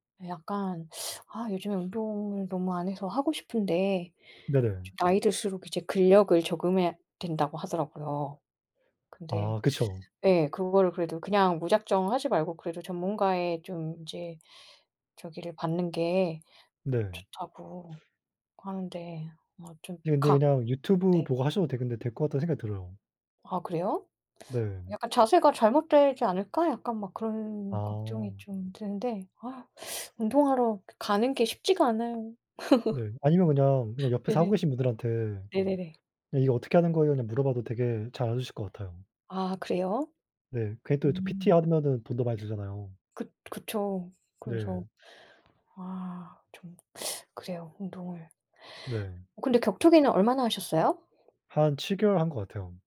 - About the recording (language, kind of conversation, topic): Korean, unstructured, 취미를 하다가 가장 놀랐던 순간은 언제였나요?
- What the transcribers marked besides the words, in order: teeth sucking; other background noise; laugh; tapping